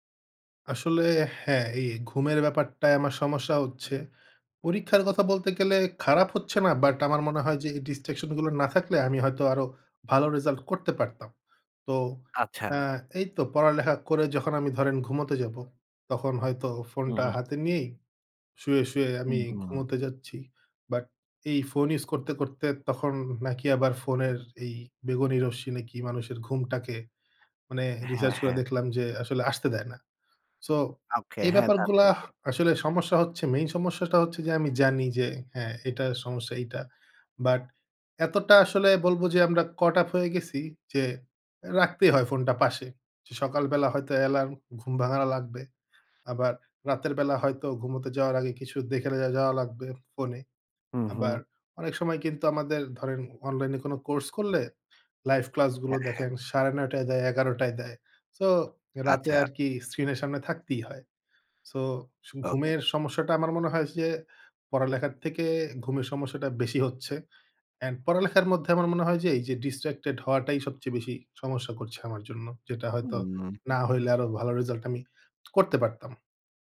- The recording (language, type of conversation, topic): Bengali, advice, বর্তমান মুহূর্তে মনোযোগ ধরে রাখতে আপনার মন বারবার কেন বিচলিত হয়?
- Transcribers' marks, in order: in English: "distraction"; background speech; in English: "caught up"; tapping; in English: "স্ক্রিন"; in English: "distracted"; lip smack